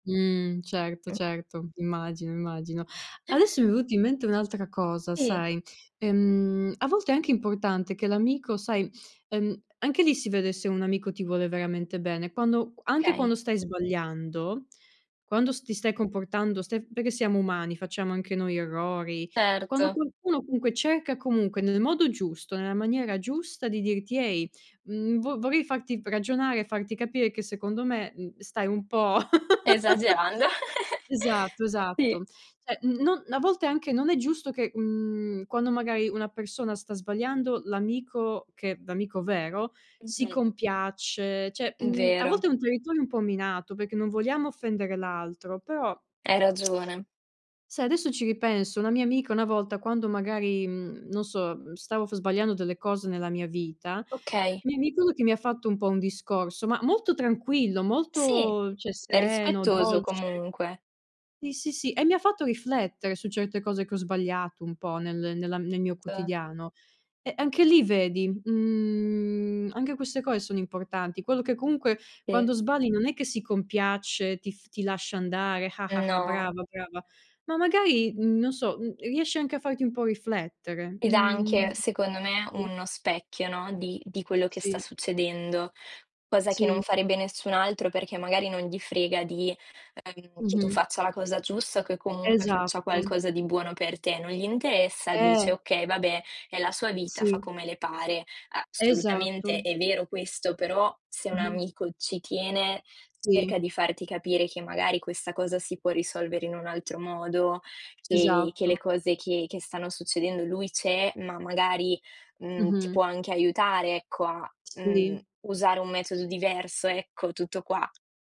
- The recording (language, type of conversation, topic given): Italian, unstructured, Qual è la qualità che apprezzi di più negli amici?
- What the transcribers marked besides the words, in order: other background noise; "Sì" said as "tì"; "Okay" said as "kay"; "comunque" said as "cunque"; laugh; chuckle; "Sì" said as "tì"; "Cioè" said as "ceh"; unintelligible speech; "cioè" said as "ceh"; tsk; "mi ricordo" said as "micono"; "cioè" said as "ceh"; "Sì" said as "tì"; tapping; unintelligible speech; "cose" said as "coe"; scoff; unintelligible speech